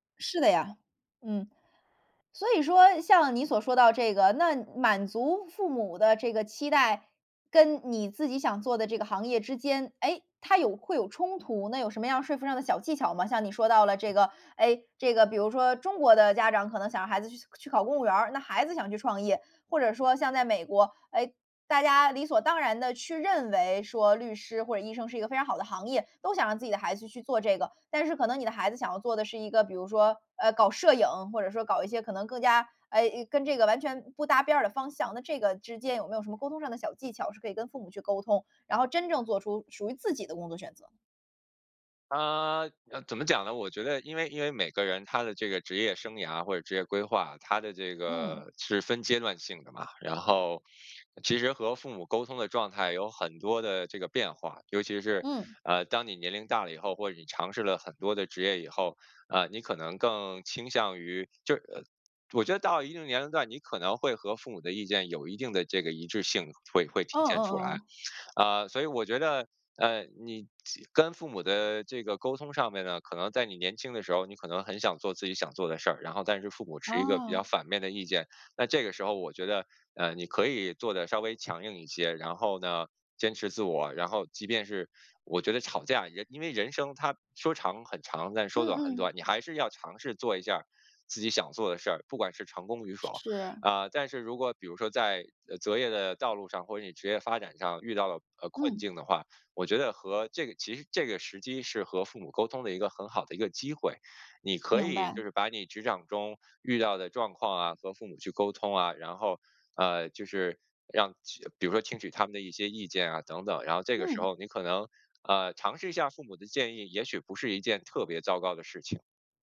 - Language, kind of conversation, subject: Chinese, podcast, 在选择工作时，家人的意见有多重要？
- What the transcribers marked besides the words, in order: tapping